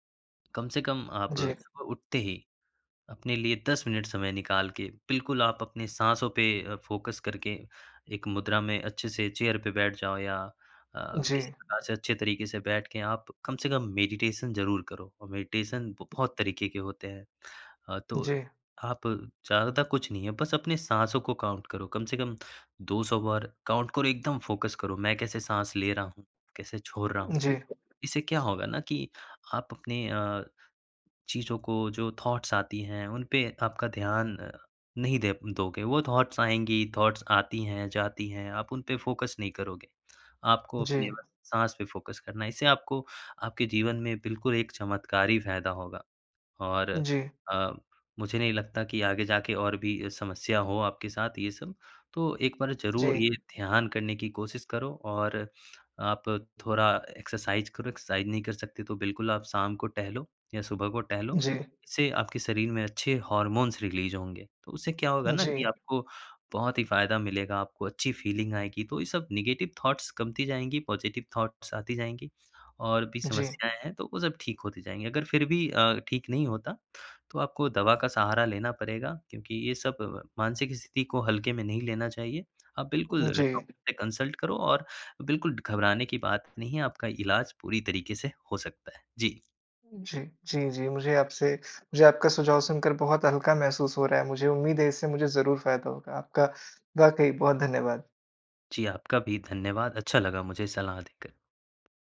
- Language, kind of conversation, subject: Hindi, advice, क्या ज़्यादा सोचने और चिंता की वजह से आपको नींद नहीं आती है?
- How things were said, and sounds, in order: in English: "फोकस"; in English: "चेयर"; in English: "मेडिटेशन"; in English: "मेडिटेशन"; tapping; in English: "काउंट"; in English: "काउंट"; in English: "फोकस"; in English: "थॉट्स"; in English: "थॉट्स"; in English: "थॉट्स"; in English: "फोकस"; in English: "फोकस"; in English: "एक्सरसाइज"; in English: "एक्सरसाइज"; in English: "रिलीज़"; in English: "फीलिंग"; in English: "नेगेटिव थॉट्स"; in English: "पॉज़िटिव थाट्स"; in English: "कंसल्ट"